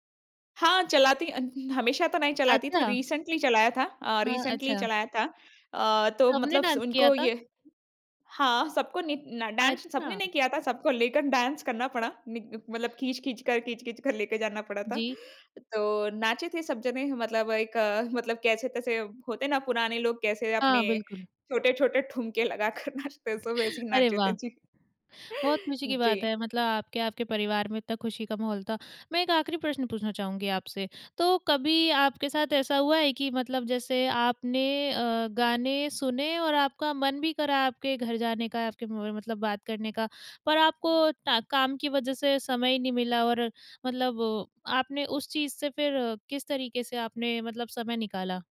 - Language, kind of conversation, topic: Hindi, podcast, कौन सा गीत या आवाज़ सुनते ही तुम्हें घर याद आ जाता है?
- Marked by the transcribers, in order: in English: "रिसेंट्ली"; in English: "रिसेंट्ली"; joyful: "लेके जाना पड़ा था"; laughing while speaking: "लगाकर नाचते हैं, सब वैसे ही नाचे थे"; chuckle; chuckle